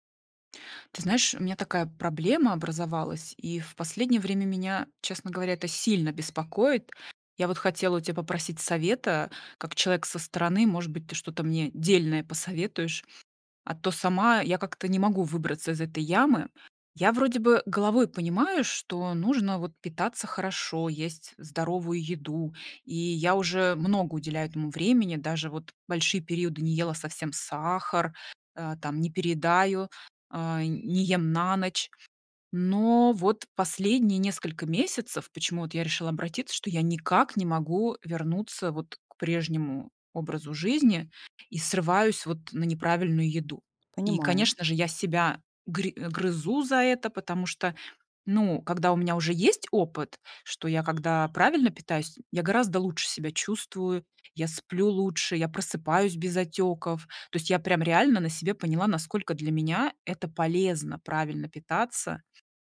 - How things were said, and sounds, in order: none
- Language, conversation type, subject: Russian, advice, Почему я срываюсь на нездоровую еду после стрессового дня?